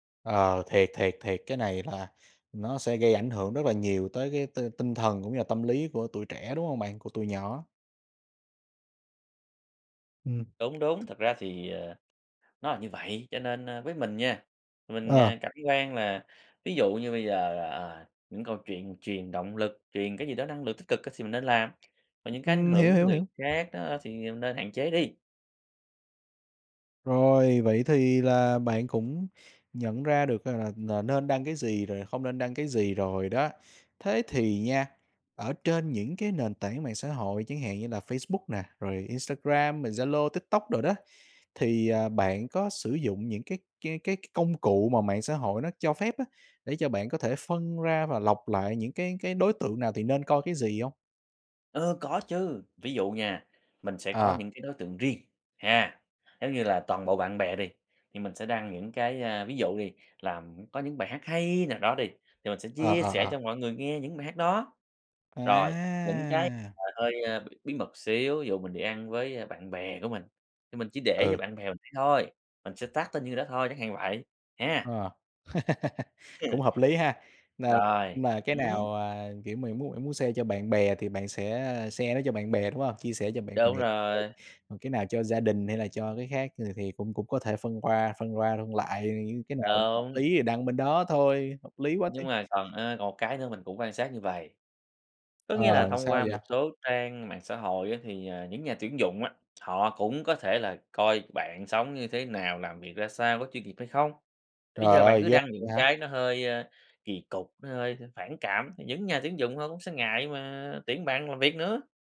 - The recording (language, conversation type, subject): Vietnamese, podcast, Bạn chọn đăng gì công khai, đăng gì để riêng tư?
- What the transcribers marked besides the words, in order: tapping; other background noise; drawn out: "À!"; in English: "tag"; laugh; unintelligible speech; in English: "share"; in English: "share"; unintelligible speech